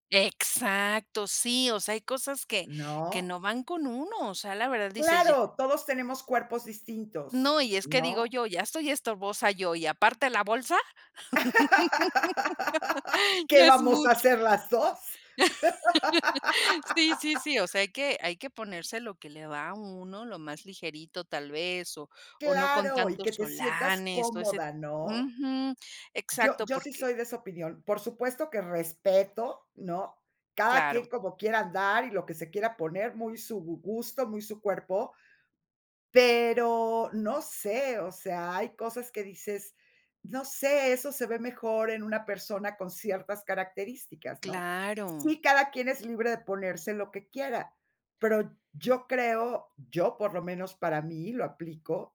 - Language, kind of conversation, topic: Spanish, podcast, ¿Qué ropa te hace sentir más como tú?
- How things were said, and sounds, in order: laugh; laugh